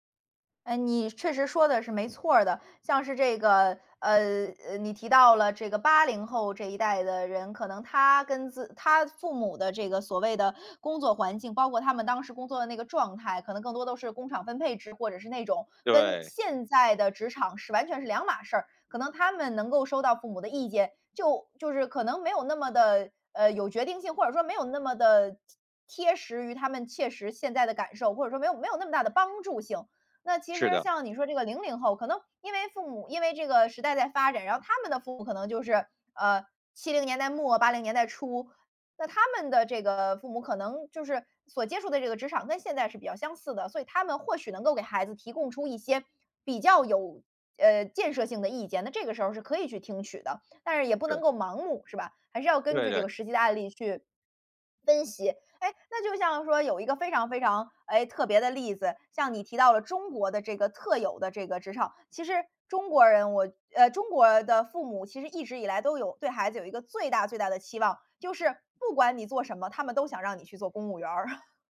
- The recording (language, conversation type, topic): Chinese, podcast, 在选择工作时，家人的意见有多重要？
- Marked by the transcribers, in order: chuckle